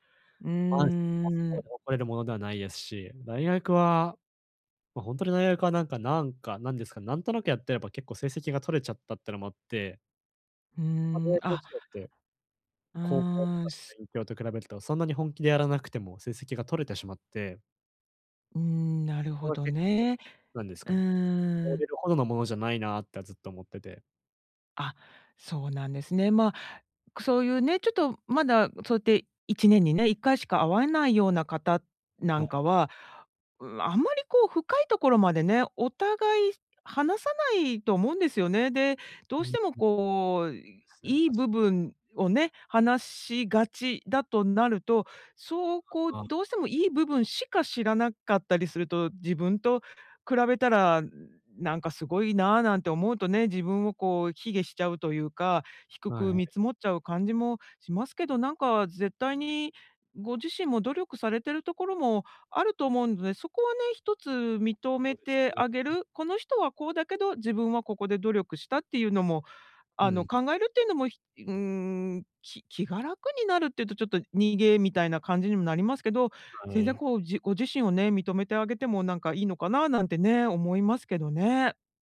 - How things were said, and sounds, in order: unintelligible speech; unintelligible speech; other noise
- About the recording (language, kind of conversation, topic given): Japanese, advice, 他人と比べても自己価値を見失わないためには、どうすればよいですか？